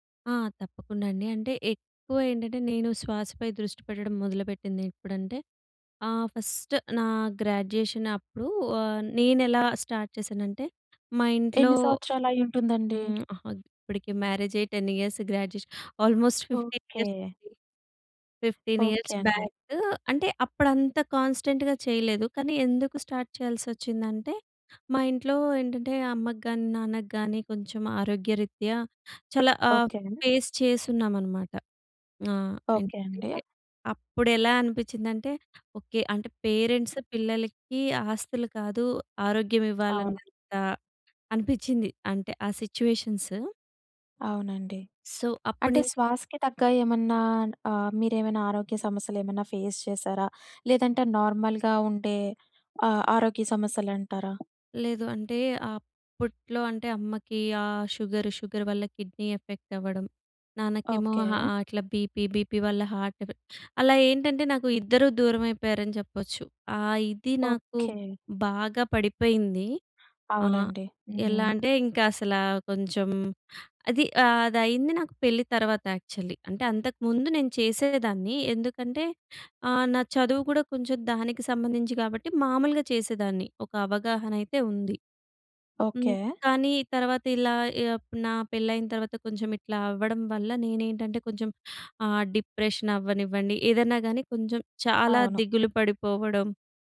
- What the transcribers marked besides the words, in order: in English: "ఫస్ట్"; in English: "స్టార్ట్"; in English: "టెన్ ఇయర్స్ గ్రాడ్యుయేషన్ ఆల్మోస్ట్ ఫిఫ్టీన్ ఇయర్స్"; other background noise; in English: "ఫిఫ్టీన్ ఇయర్స్"; in English: "కాన్‌స్టెంట్‌గా"; in English: "స్టార్ట్"; in English: "ఫేస్"; in English: "పేరెంట్స్"; tapping; in English: "సిట్యుయేషన్స్"; in English: "సో"; in English: "ఫేస్"; in English: "నార్మల్‌గా"; in English: "షుగర్"; in English: "కిడ్నీ ఎఫెక్ట్"; in English: "బీపీ, బీపీ"; in English: "హార్ట్ ఎఫెక్ట్"; in English: "యాక్చువల్లి"; in English: "డిప్రెషన్"
- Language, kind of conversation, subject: Telugu, podcast, శ్వాసపై దృష్టి పెట్టడం మీకు ఎలా సహాయపడింది?